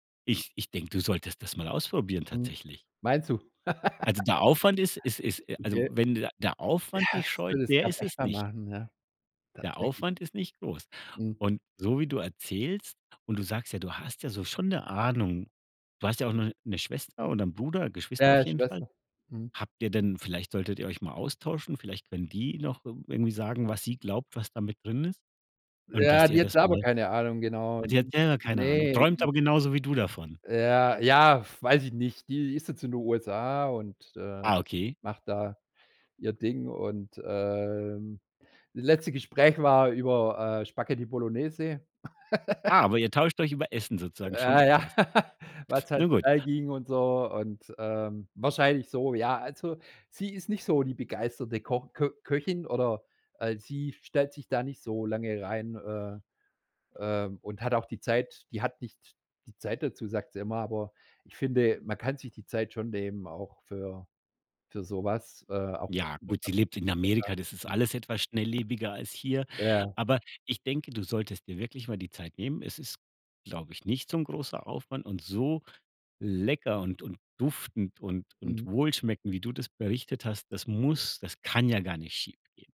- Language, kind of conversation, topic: German, podcast, Kannst du von einem Familienrezept erzählen, das bei euch alle kennen?
- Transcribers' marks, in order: laugh; unintelligible speech; unintelligible speech; laugh; laugh; unintelligible speech